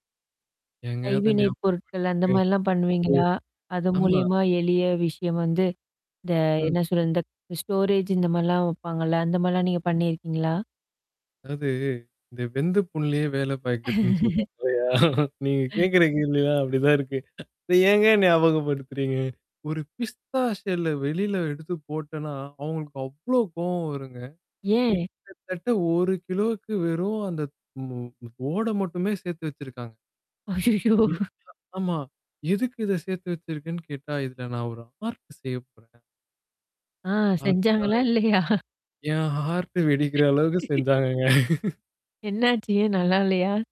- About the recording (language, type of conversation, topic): Tamil, podcast, வீட்டில் உள்ள இடம் பெரிதாகத் தோன்றச் செய்ய என்னென்ன எளிய உபாயங்கள் செய்யலாம்?
- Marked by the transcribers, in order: distorted speech; laughing while speaking: "அத நியாபக படுத்துரீங்க"; laugh; laughing while speaking: "சொல்லுவாங்க இல்லையா? நீங்க கேட்கிற கேள்விலாம் … அவ்ளோ கோவம் வருங்க"; laugh; laughing while speaking: "ஐயையோ!"; laughing while speaking: "ஆஹ்! செஞ்சாங்களா, இல்லையா?"; laughing while speaking: "ஆர்ட்டா? என் ஹார்ட்டு வெடிக்கிற அளவுக்கு செஞ்சாங்கங்க"; laugh; other background noise; laughing while speaking: "என்னாச்சி? ஏன், நல்லா இல்லையா?"